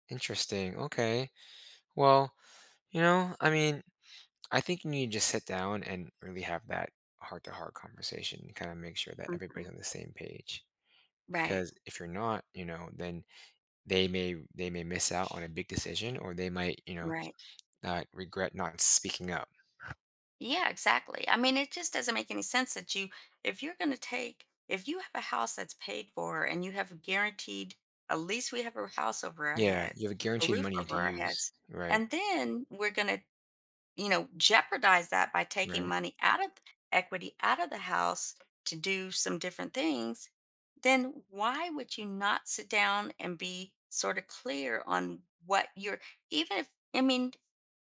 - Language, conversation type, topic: English, advice, How can I set boundaries without feeling guilty?
- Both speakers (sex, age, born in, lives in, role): female, 60-64, France, United States, user; male, 30-34, United States, United States, advisor
- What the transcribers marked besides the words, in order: alarm; other background noise; tapping